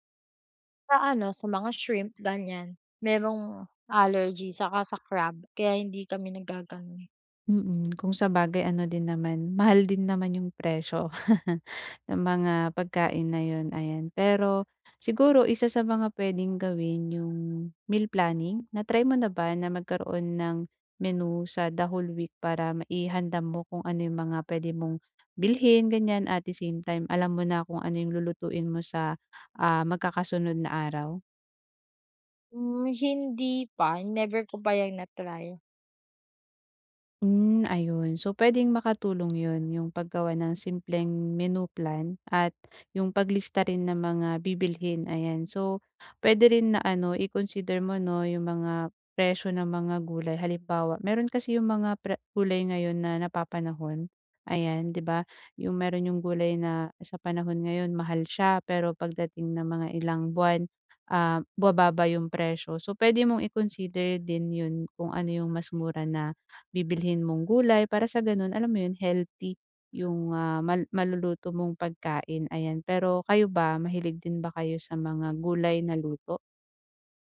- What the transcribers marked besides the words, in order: other background noise; chuckle; bird; tapping
- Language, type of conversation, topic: Filipino, advice, Paano ako makakaplano ng masustansiya at abot-kayang pagkain araw-araw?